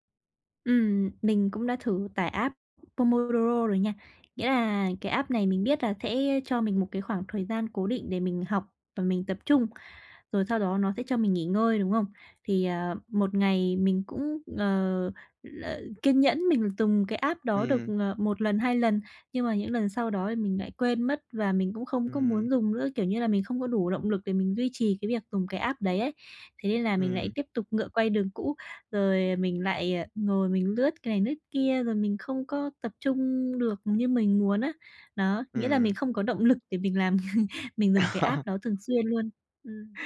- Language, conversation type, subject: Vietnamese, advice, Làm thế nào để duy trì sự tập trung lâu hơn khi học hoặc làm việc?
- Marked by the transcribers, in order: in English: "app"; other background noise; tapping; in English: "app"; in English: "app"; in English: "app"; chuckle; in English: "app"